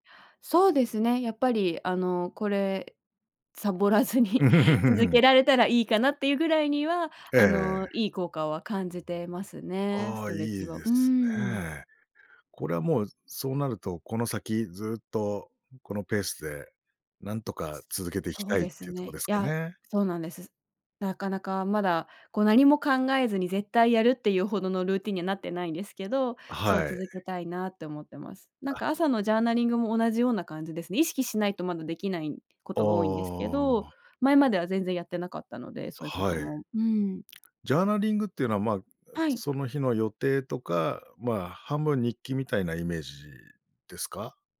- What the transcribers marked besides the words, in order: laughing while speaking: "サボらずに"; laugh
- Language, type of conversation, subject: Japanese, podcast, 朝のルーティンについて教えていただけますか？